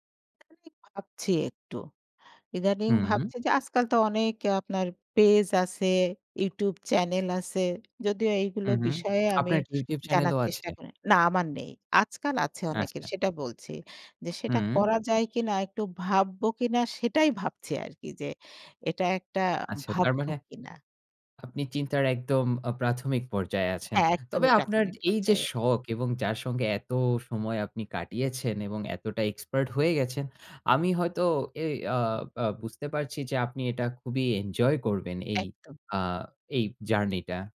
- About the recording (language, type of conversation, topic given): Bengali, podcast, তোমার সবচেয়ে প্রিয় শখ কোনটি, আর সেটা তোমার ভালো লাগে কেন?
- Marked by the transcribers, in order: unintelligible speech; lip smack; other background noise; horn; other noise